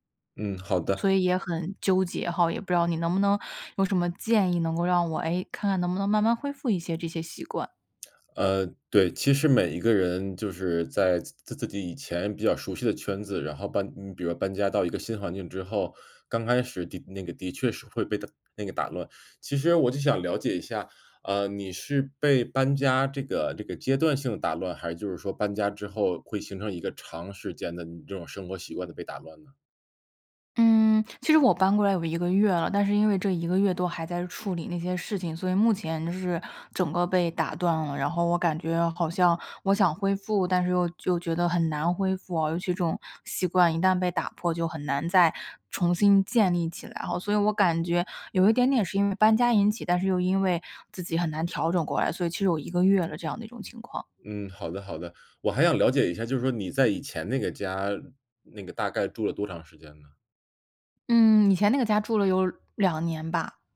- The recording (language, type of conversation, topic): Chinese, advice, 旅行或搬家后，我该怎么更快恢复健康习惯？
- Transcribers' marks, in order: tapping